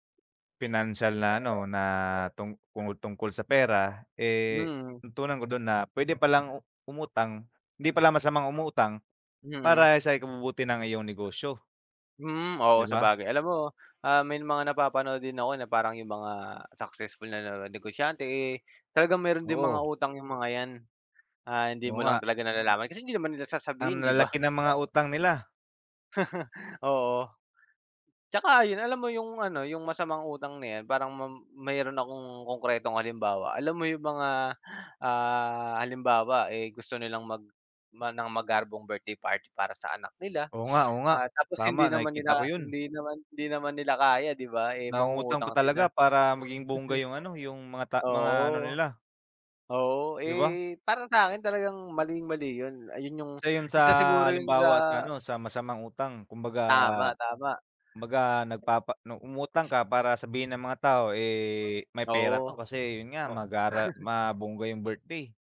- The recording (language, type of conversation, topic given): Filipino, unstructured, Paano mo hinahati ang pera mo para sa gastusin at ipon?
- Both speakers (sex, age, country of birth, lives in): male, 25-29, Philippines, Philippines; male, 30-34, Philippines, Philippines
- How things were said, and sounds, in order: dog barking; laugh; laugh; wind; laugh